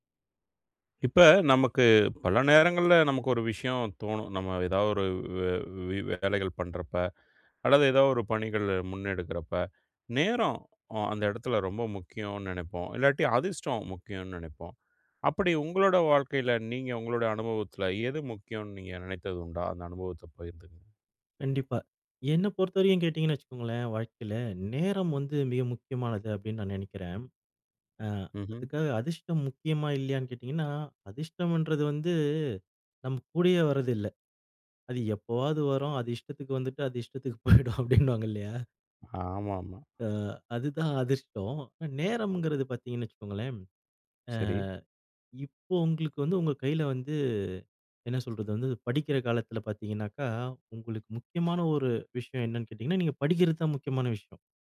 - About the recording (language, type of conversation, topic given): Tamil, podcast, நேரமும் அதிர்ஷ்டமும்—உங்கள் வாழ்க்கையில் எது அதிகம் பாதிப்பதாக நீங்கள் நினைக்கிறீர்கள்?
- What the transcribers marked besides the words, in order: drawn out: "வந்து"; laughing while speaking: "போயிடும், அப்படின்னுவாங்க இல்லையா?"; "அதிஷ்டோம்" said as "அதிஷ்டம்"